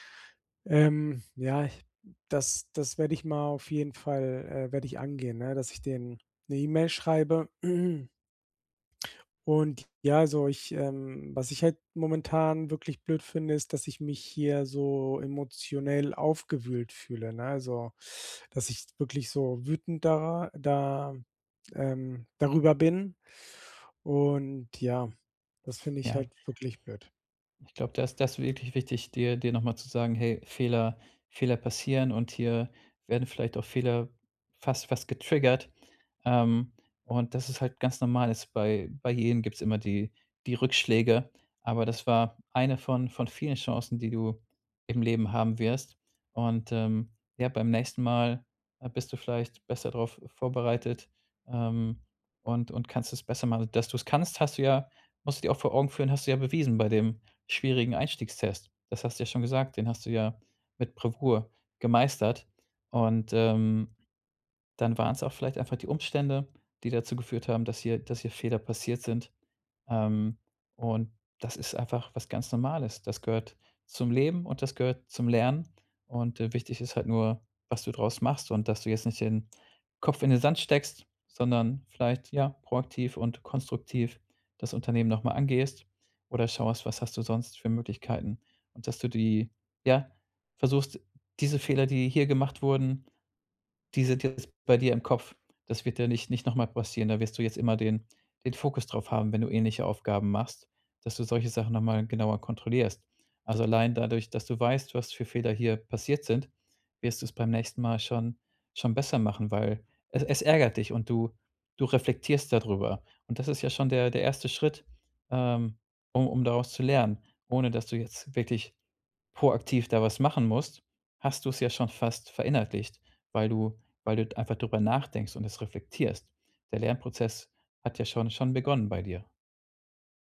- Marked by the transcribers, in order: throat clearing; unintelligible speech
- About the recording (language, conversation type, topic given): German, advice, Wie kann ich einen Fehler als Lernchance nutzen, ohne zu verzweifeln?